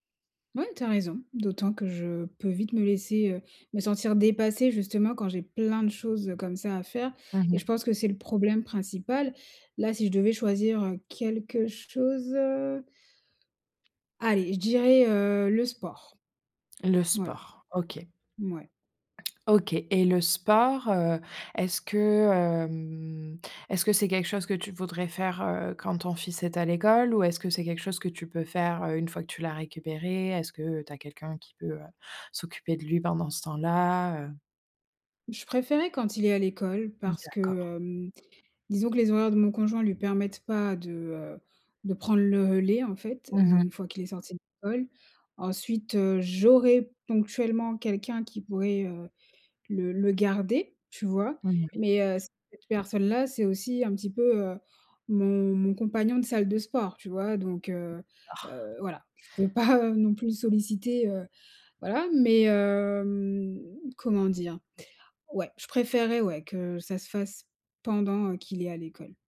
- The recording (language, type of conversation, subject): French, advice, Comment puis-je commencer une nouvelle habitude en avançant par de petites étapes gérables chaque jour ?
- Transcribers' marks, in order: stressed: "plein de choses"; drawn out: "hem"; "relais" said as "heulait"; other background noise; drawn out: "hem"